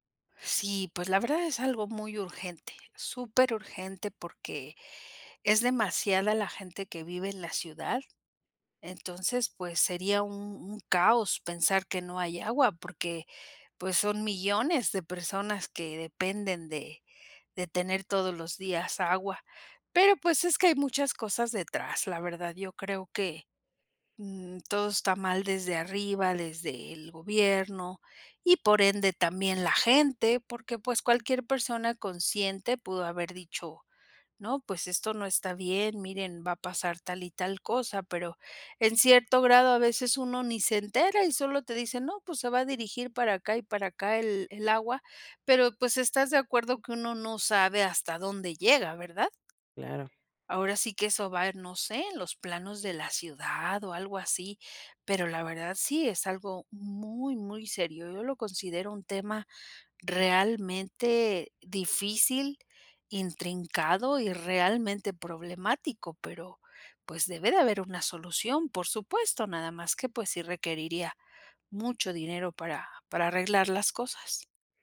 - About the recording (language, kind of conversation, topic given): Spanish, podcast, ¿Qué consejos darías para ahorrar agua en casa?
- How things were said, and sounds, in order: tapping